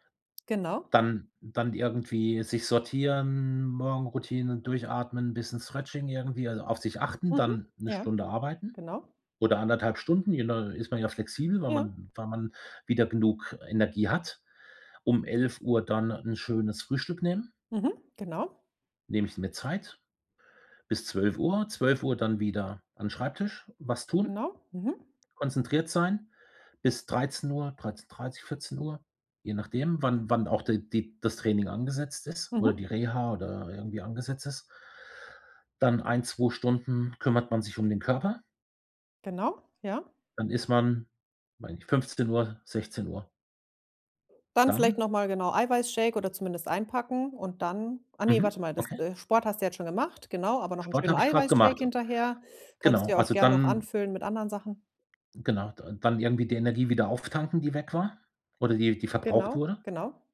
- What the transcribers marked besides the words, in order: none
- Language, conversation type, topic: German, advice, Wie kann ich Schlaf, Ernährung und Trainingspausen so abstimmen, dass ich mich gut erhole?